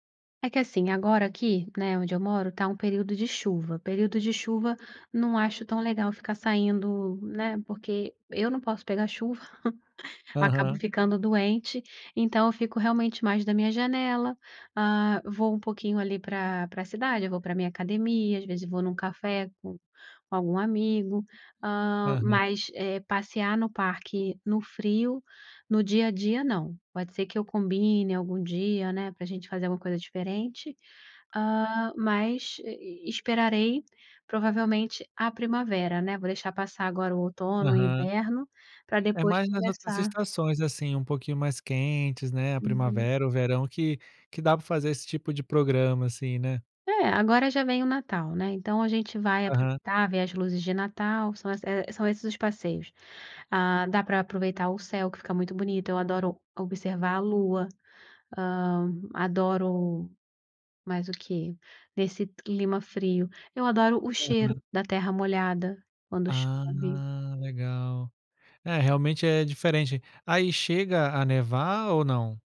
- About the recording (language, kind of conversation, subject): Portuguese, podcast, Como você aplica observações da natureza no seu dia a dia?
- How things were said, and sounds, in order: tapping; other background noise